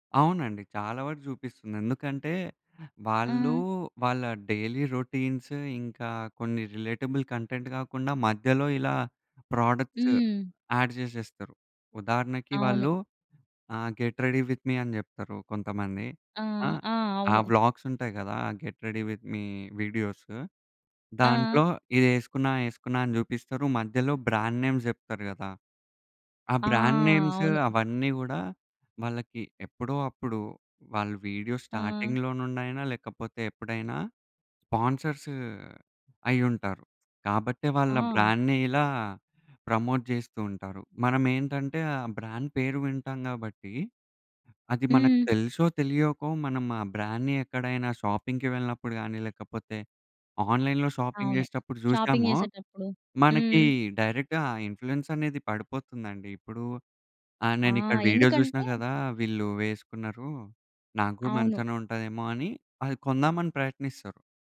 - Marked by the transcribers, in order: other noise; in English: "డైలీ రౌటీ‌న్స్"; in English: "రిలేటబుల్ కంటెంట్"; in English: "ప్రోడక్ట్‌స్ యాడ్"; in English: "గెట్ రెడీ విత్ మీ"; in English: "వ్లాగ్స్"; in English: "గెట్ రెడీ విత్ మీ"; in English: "బ్రాండ్ నే‌మ్స్"; in English: "బ్రాండ్ నే‌మ్స్"; in English: "వీడియో స్టార్టింగ్‌లో"; in English: "స్పాన్సర్స్"; in English: "బ్రాండ్‌ని"; in English: "ప్రమోట్"; in English: "బ్రాండ్"; in English: "బ్రాండ్‌ని"; in English: "షాపింగ్‌కి"; in English: "ఆన్‌లైన్‌లో షాపింగ్"; in English: "షాపింగ్"; in English: "డైరెక్ట్‌గా ఇన్ఫ్లుయెన్స్"; in English: "వీడియో"
- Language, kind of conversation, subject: Telugu, podcast, ఇన్ఫ్లుయెన్సర్లు ప్రేక్షకుల జీవితాలను ఎలా ప్రభావితం చేస్తారు?